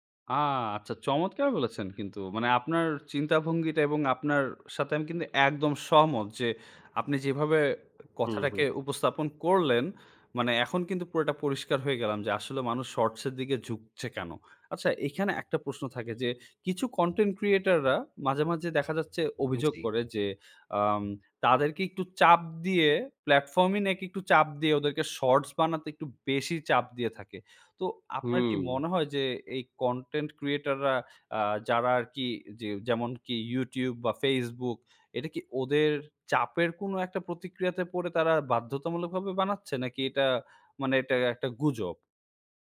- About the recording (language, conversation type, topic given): Bengali, podcast, ক্ষুদ্রমেয়াদি ভিডিও আমাদের দেখার পছন্দকে কীভাবে বদলে দিয়েছে?
- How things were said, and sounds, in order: none